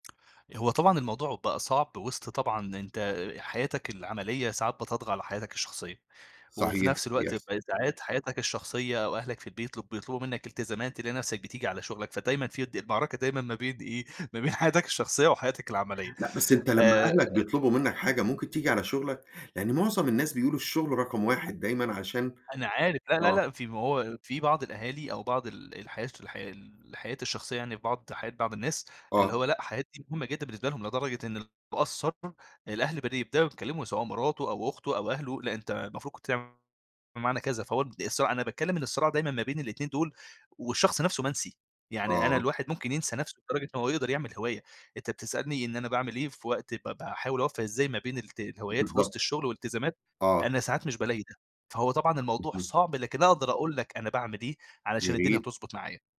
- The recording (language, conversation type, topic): Arabic, podcast, إزاي بتلاقي وقت لهواياتك وسط الشغل والالتزامات؟
- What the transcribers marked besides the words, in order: tapping; laughing while speaking: "ما بين حياتك الشخصية"; unintelligible speech